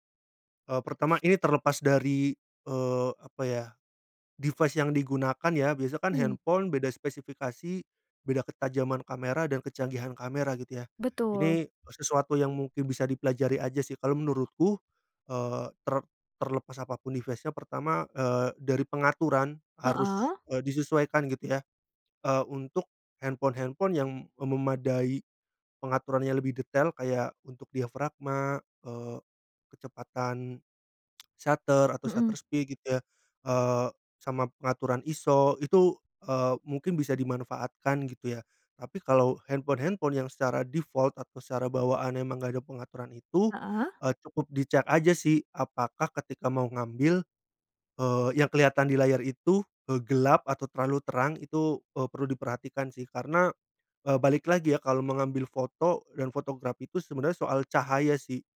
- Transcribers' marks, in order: other background noise; in English: "device"; tapping; in English: "device-nya"; in English: "shutter"; in English: "shutter speed"; in English: "default"; in English: "photograph"
- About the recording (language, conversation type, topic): Indonesian, podcast, Bagaimana Anda mulai belajar fotografi dengan ponsel pintar?